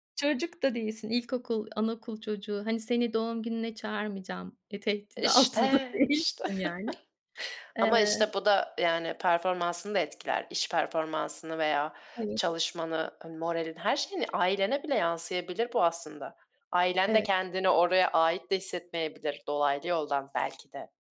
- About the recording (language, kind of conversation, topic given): Turkish, podcast, İnsanların aidiyet hissini artırmak için neler önerirsiniz?
- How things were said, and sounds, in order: laugh; tapping; laughing while speaking: "altında değilsin"; other background noise